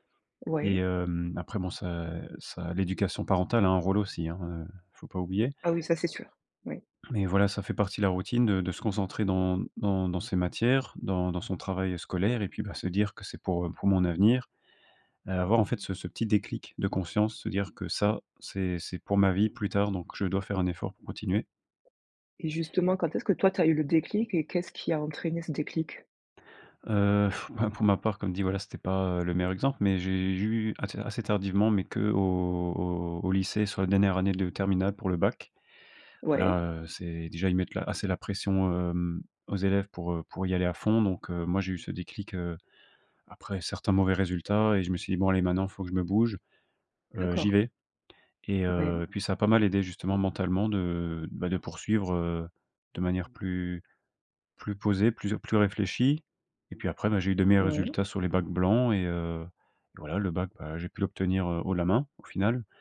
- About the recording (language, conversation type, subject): French, podcast, Quel conseil donnerais-tu à un ado qui veut mieux apprendre ?
- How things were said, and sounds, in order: other background noise; blowing